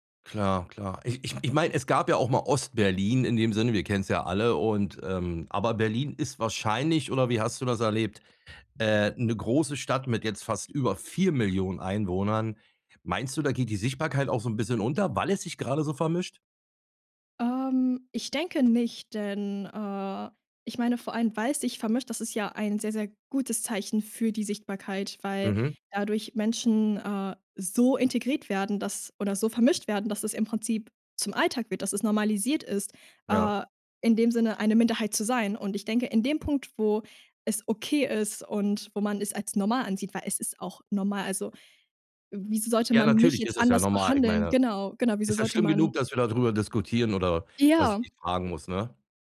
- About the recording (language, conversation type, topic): German, podcast, Wie erlebst du die Sichtbarkeit von Minderheiten im Alltag und in den Medien?
- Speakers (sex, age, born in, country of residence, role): female, 20-24, Germany, Germany, guest; male, 50-54, Germany, Germany, host
- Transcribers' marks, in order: stressed: "so"